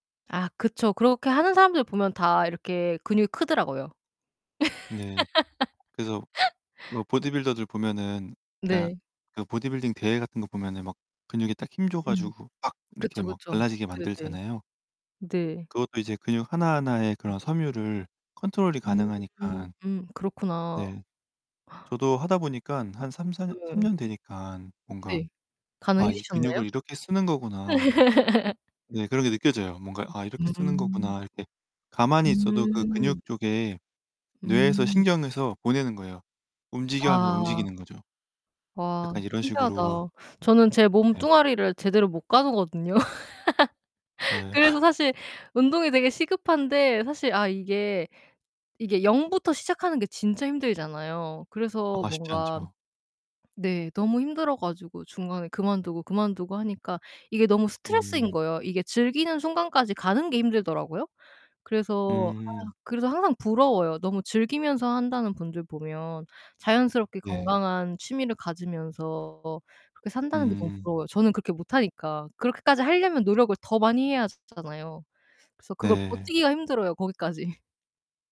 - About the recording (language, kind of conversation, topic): Korean, unstructured, 스트레스가 쌓였을 때 어떻게 푸세요?
- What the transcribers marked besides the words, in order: laugh; other background noise; distorted speech; gasp; laugh; laugh; laugh; tapping